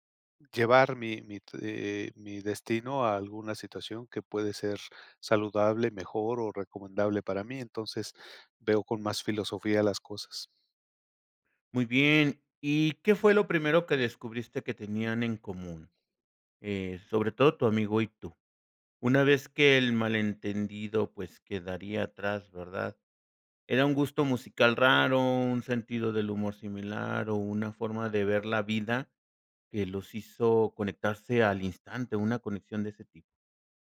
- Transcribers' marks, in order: none
- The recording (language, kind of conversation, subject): Spanish, podcast, ¿Alguna vez un error te llevó a algo mejor?